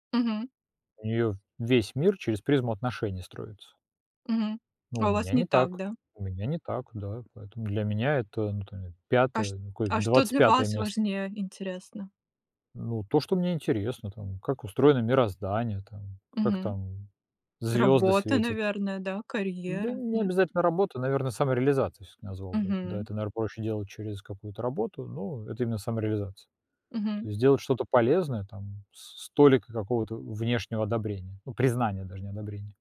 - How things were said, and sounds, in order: tapping
- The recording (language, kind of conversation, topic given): Russian, unstructured, Как понять, что ты влюблён?